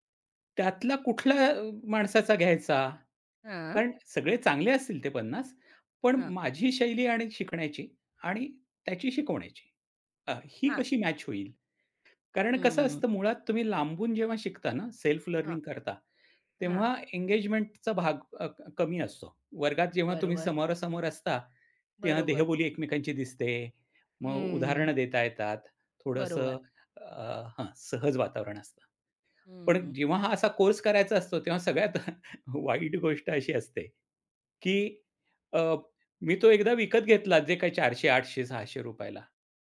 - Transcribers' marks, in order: chuckle; laughing while speaking: "वाईट गोष्ट अशी असते"
- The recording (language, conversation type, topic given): Marathi, podcast, कोर्स, पुस्तक किंवा व्हिडिओ कशा प्रकारे निवडता?